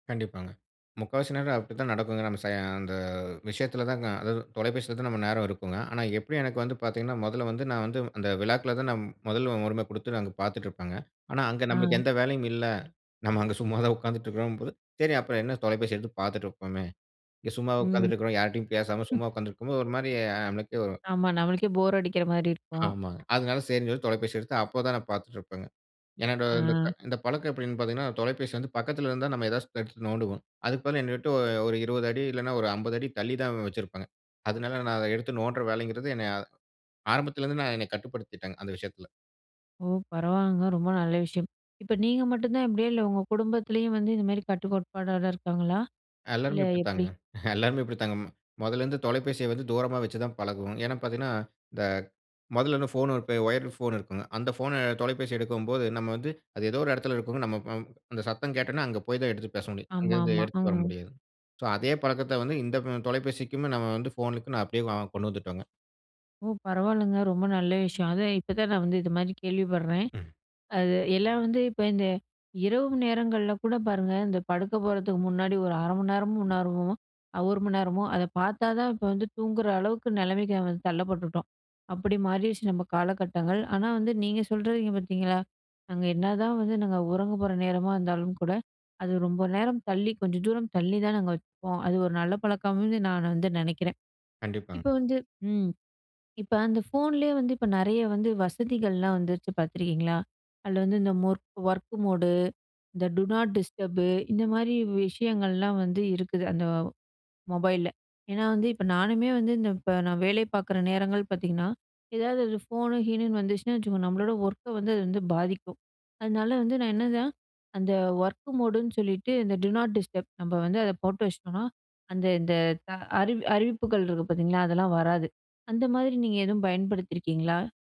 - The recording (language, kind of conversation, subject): Tamil, podcast, கைபேசி அறிவிப்புகள் நமது கவனத்தைச் சிதறவைக்கிறதா?
- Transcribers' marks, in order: chuckle; chuckle; other background noise; chuckle; other noise; in English: "ஒர்க் மோடு"; in English: "டு நாட் டிஸ்டர்பு"; in English: "ஒர்க் மோடு"; in English: "டு நாட் டிஸ்டப்"